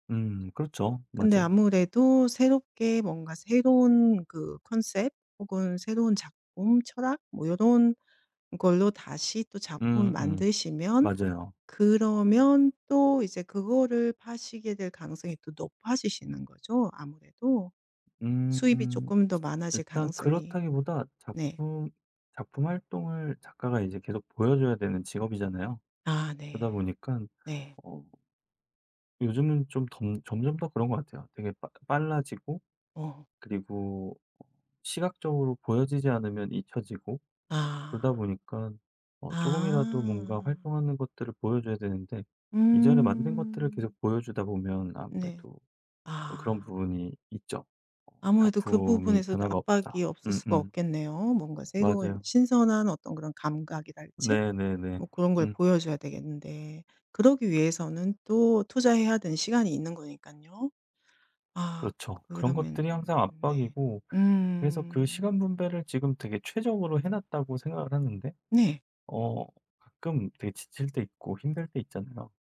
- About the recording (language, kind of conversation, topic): Korean, advice, 가족이나 친구의 반대 때문에 어떤 갈등을 겪고 계신가요?
- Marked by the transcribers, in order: other background noise; tapping